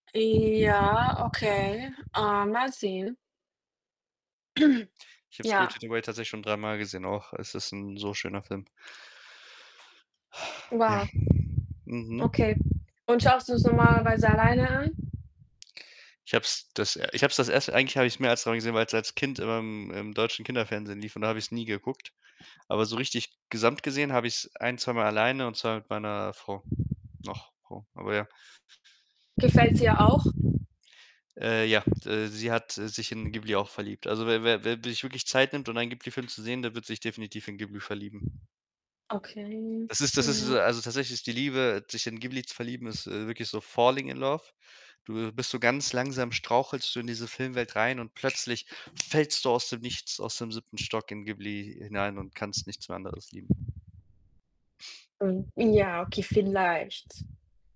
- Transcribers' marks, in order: wind; throat clearing; other background noise; exhale; tapping; in English: "Falling in Love"
- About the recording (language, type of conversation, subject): German, unstructured, Welcher Film hat dich zuletzt begeistert?